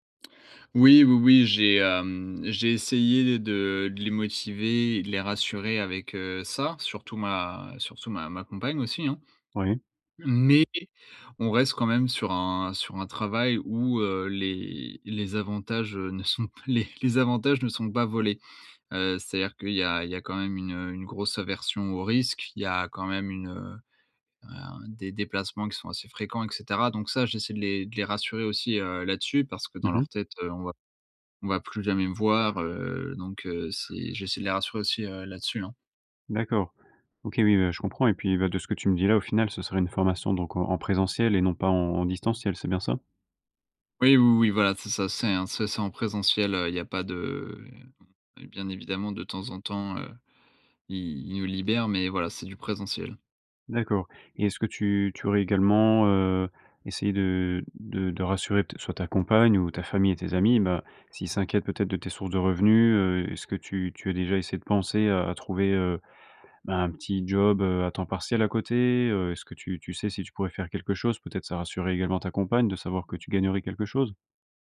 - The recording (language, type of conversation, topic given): French, advice, Comment gérer la pression de choisir une carrière stable plutôt que de suivre sa passion ?
- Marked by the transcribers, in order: laughing while speaking: "pas les"; tapping